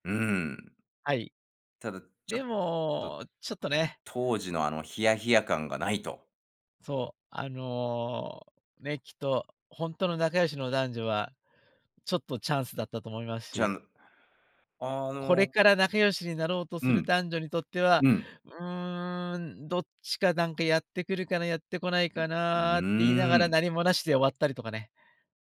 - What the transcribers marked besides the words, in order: none
- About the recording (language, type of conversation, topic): Japanese, podcast, 地元の人しか知らない穴場スポットを教えていただけますか？